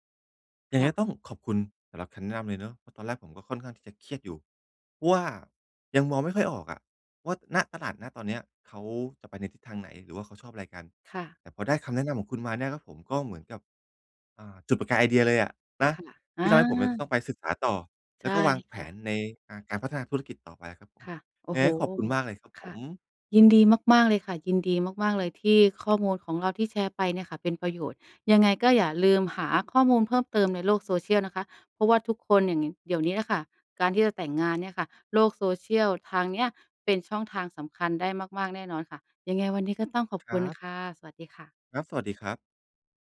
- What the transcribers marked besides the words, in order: none
- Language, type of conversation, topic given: Thai, advice, การหาลูกค้าและการเติบโตของธุรกิจ
- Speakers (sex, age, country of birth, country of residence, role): female, 35-39, Thailand, Thailand, advisor; male, 45-49, Thailand, Thailand, user